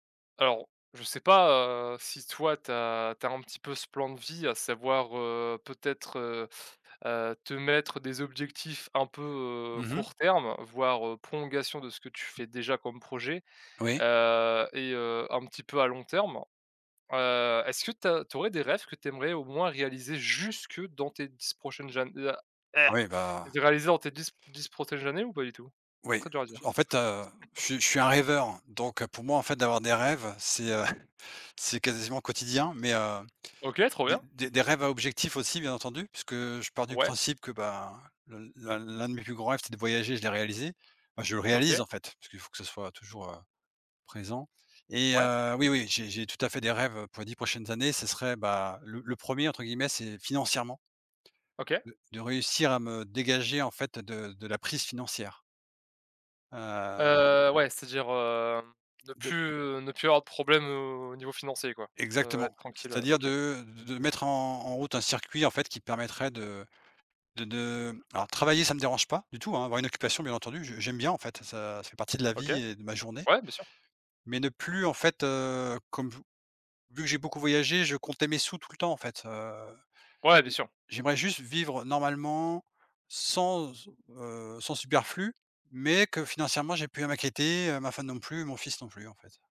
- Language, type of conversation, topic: French, unstructured, Quels rêves aimerais-tu réaliser dans les dix prochaines années ?
- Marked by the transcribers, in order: stressed: "jusque"; chuckle; chuckle; stressed: "prise"; other background noise